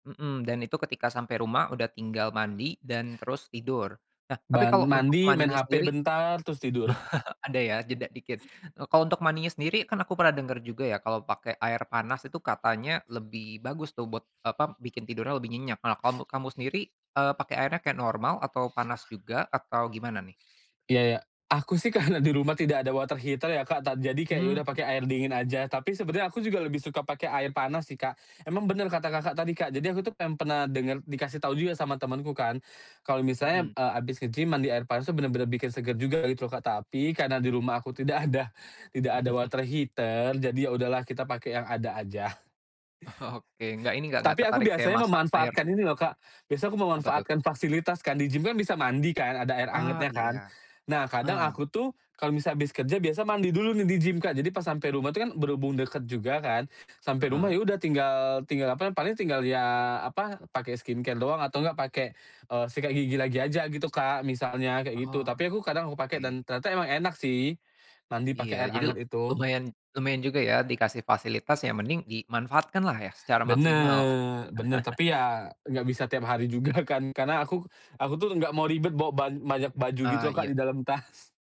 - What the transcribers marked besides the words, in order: chuckle; tapping; laughing while speaking: "karena di rumah"; in English: "water heater"; other background noise; laughing while speaking: "tidak ada"; chuckle; in English: "water heater"; laughing while speaking: "Oke"; in English: "skincare"; drawn out: "Bener"; chuckle; laughing while speaking: "juga kan"; "banyak" said as "manyak"; laughing while speaking: "tas"
- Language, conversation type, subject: Indonesian, podcast, Apa rutinitas malam yang membantu kamu tidur nyenyak?